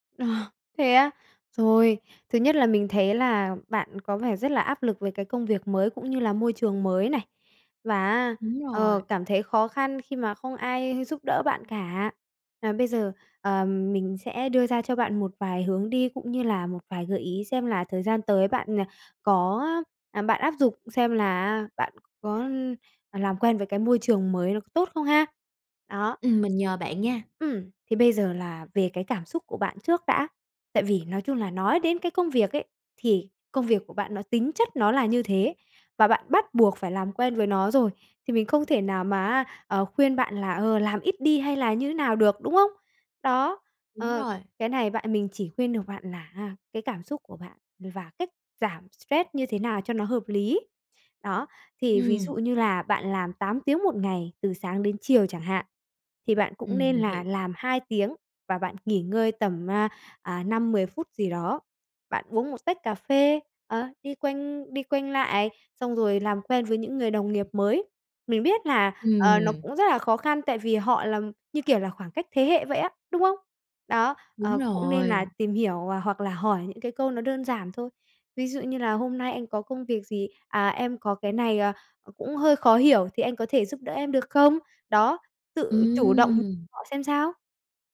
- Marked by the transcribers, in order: tapping; other background noise
- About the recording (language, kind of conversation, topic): Vietnamese, advice, Làm sao ứng phó khi công ty tái cấu trúc khiến đồng nghiệp nghỉ việc và môi trường làm việc thay đổi?